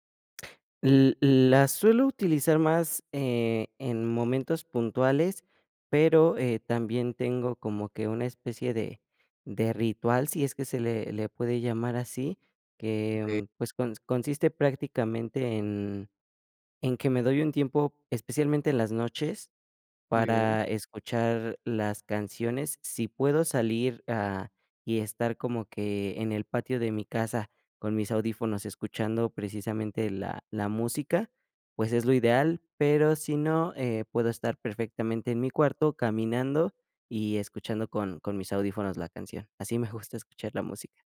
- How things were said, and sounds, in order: other background noise
- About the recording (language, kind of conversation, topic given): Spanish, podcast, ¿Qué canción te pone de buen humor al instante?
- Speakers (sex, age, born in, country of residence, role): male, 20-24, Mexico, Mexico, guest; male, 20-24, Mexico, United States, host